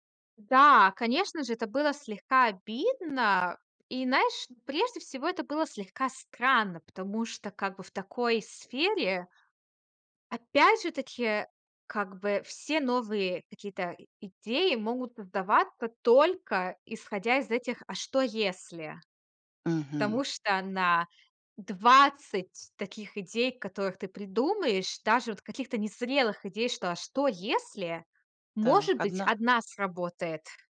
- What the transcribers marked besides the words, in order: tapping
- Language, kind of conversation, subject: Russian, podcast, Когда стоит делиться сырой идеей, а когда лучше держать её при себе?
- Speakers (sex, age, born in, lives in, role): female, 25-29, Russia, United States, guest; female, 60-64, Kazakhstan, United States, host